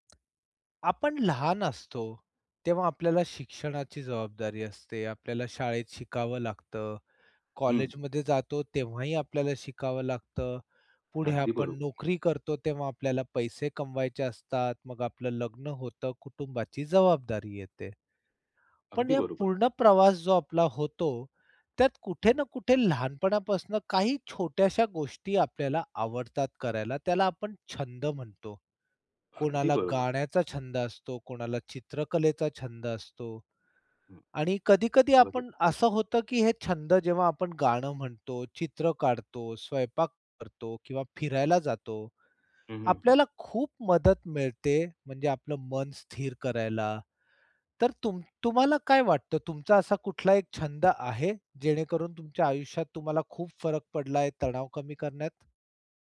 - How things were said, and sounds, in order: other background noise
- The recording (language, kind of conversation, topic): Marathi, podcast, तणावात तुम्हाला कोणता छंद मदत करतो?